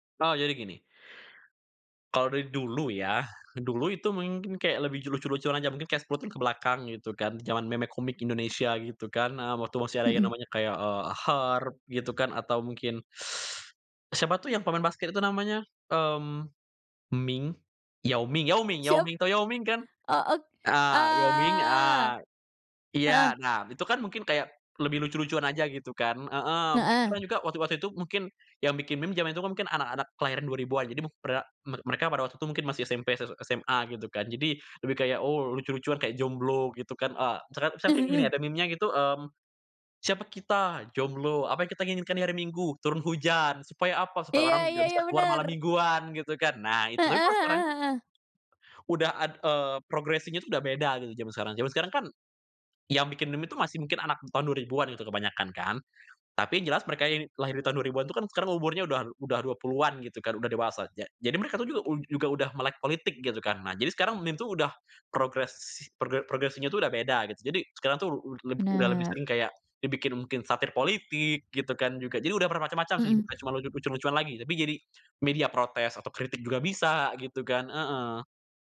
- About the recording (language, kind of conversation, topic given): Indonesian, podcast, Mengapa menurutmu meme bisa menjadi alat komentar sosial?
- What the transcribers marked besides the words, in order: "mungkin" said as "mingkin"; teeth sucking; drawn out: "Eee"; other background noise; chuckle; in English: "progressing-nya"; in English: "progressing-nya"